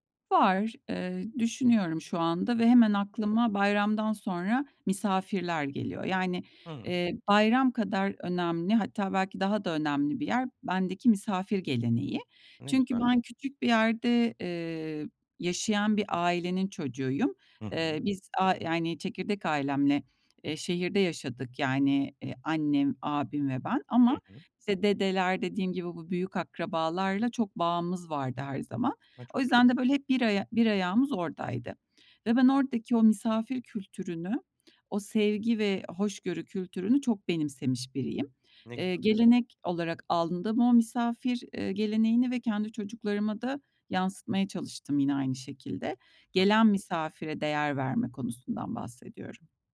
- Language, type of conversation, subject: Turkish, podcast, Çocuklara hangi gelenekleri mutlaka öğretmeliyiz?
- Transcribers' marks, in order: "aldım" said as "alnıdı"; unintelligible speech